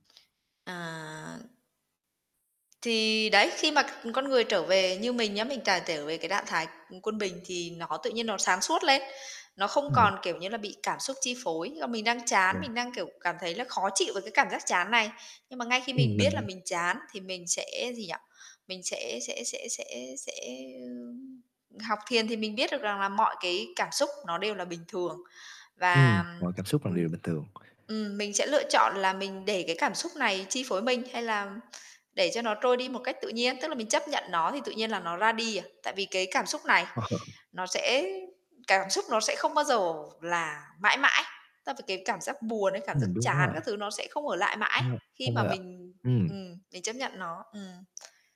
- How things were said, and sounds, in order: other background noise; tapping; distorted speech; other noise; chuckle
- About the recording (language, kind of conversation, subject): Vietnamese, podcast, Làm sao bạn giữ được động lực học khi cảm thấy chán nản?